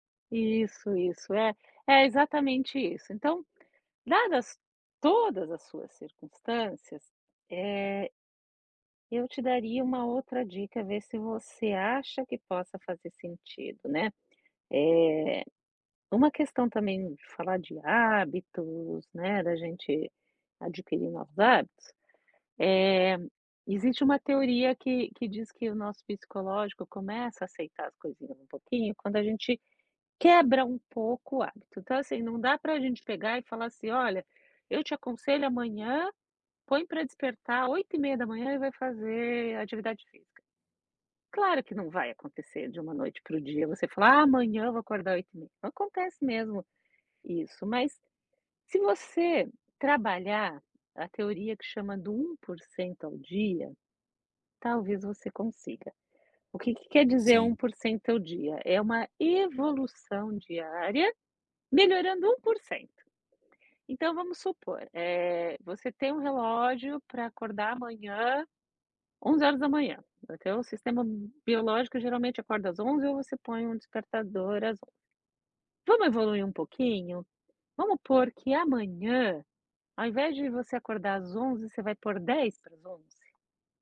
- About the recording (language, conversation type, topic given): Portuguese, advice, Como posso manter a consistência diária na prática de atenção plena?
- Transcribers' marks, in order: tapping; other background noise